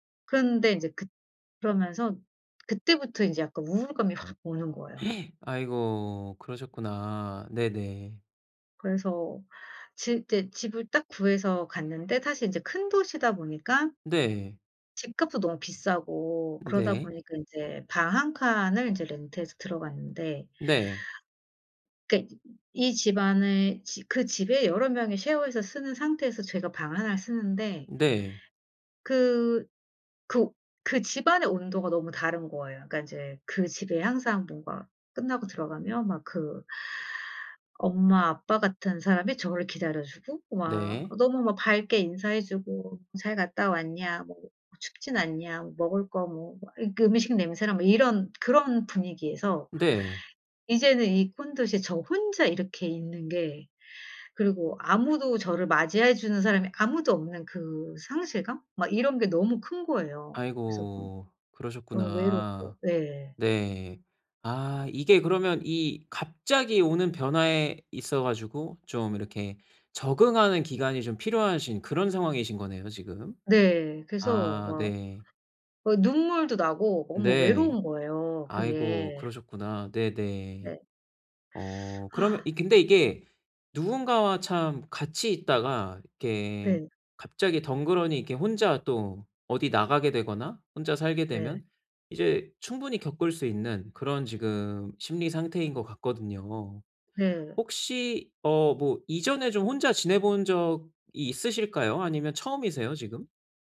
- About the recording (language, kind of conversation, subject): Korean, advice, 변화로 인한 상실감을 기회로 바꾸기 위해 어떻게 시작하면 좋을까요?
- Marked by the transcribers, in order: other background noise; gasp; inhale; tapping